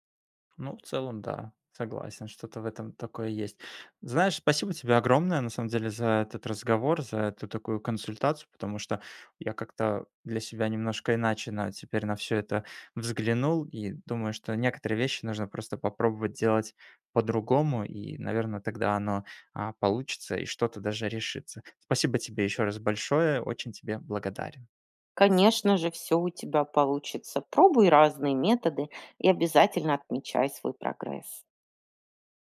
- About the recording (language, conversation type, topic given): Russian, advice, Как самокритика мешает вам начинать новые проекты?
- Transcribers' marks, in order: none